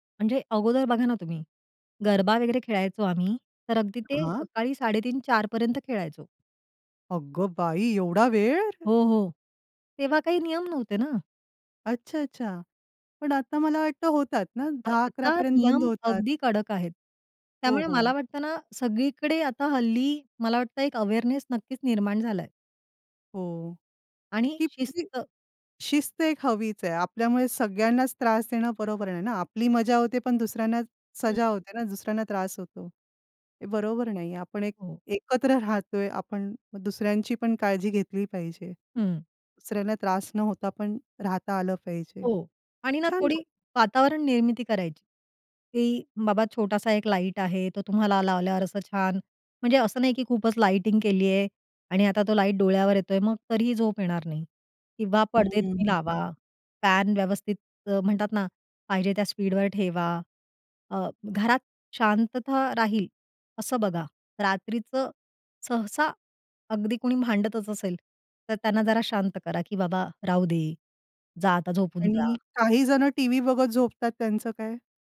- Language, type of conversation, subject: Marathi, podcast, रात्री शांत झोपेसाठी तुमची दिनचर्या काय आहे?
- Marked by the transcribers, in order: tapping; other background noise; in English: "अवेअरनेस"; in Hindi: "सजा"; unintelligible speech